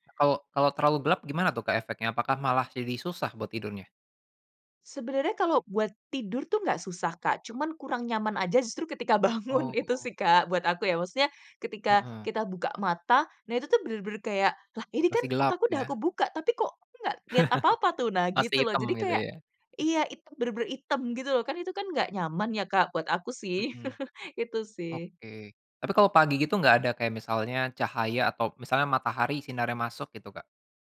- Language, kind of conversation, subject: Indonesian, podcast, Ada ritual malam yang bikin tidurmu makin nyenyak?
- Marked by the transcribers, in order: laughing while speaking: "bangun"; chuckle; other noise; chuckle